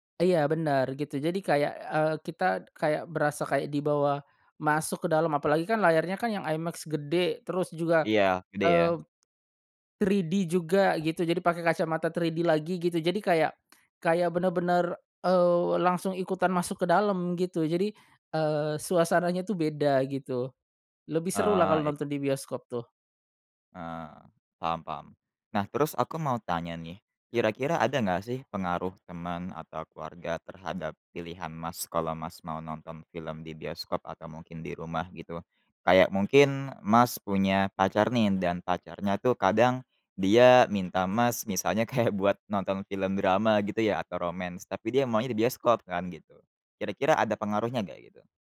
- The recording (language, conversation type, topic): Indonesian, podcast, Bagaimana pengalamanmu menonton film di bioskop dibandingkan di rumah?
- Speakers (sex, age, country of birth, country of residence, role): male, 20-24, Indonesia, Indonesia, host; male, 35-39, Indonesia, Indonesia, guest
- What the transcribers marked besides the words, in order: in English: "iMAX"; in English: "3D"; tapping; in English: "3D"; other weather sound; laughing while speaking: "kayak"; in English: "romance"